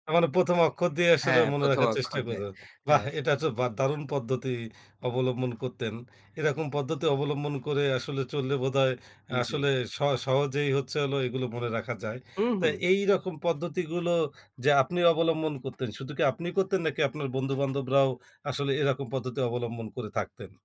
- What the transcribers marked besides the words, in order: tapping
- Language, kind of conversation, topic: Bengali, podcast, কীভাবে জটিল বিষয়গুলোকে সহজভাবে বুঝতে ও ভাবতে শেখা যায়?